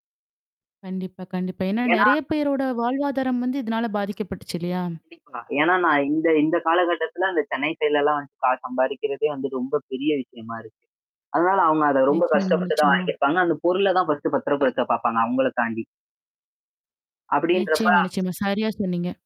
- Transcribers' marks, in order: static; other noise; tapping; distorted speech; horn; "நிச்சயமா" said as "நிச்சனயமா"; in English: "ஃபர்ஸ்ட்டு"; other background noise
- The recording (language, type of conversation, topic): Tamil, podcast, சிரமமான கோபத்தைத் தாண்டி உங்கள் வாழ்க்கை எப்படி மாறியது என்ற கதையைப் பகிர முடியுமா?